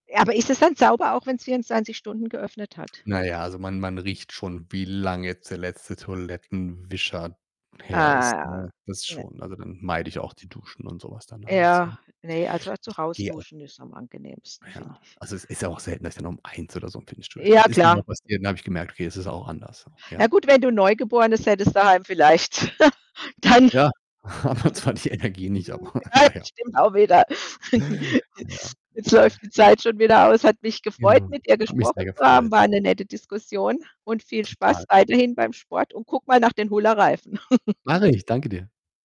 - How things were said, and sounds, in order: distorted speech; other background noise; chuckle; laughing while speaking: "habe zwar die Energie nicht, aber na ja"; chuckle; laugh; chuckle
- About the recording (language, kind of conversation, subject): German, unstructured, Wie motivierst du dich, regelmäßig Sport zu treiben?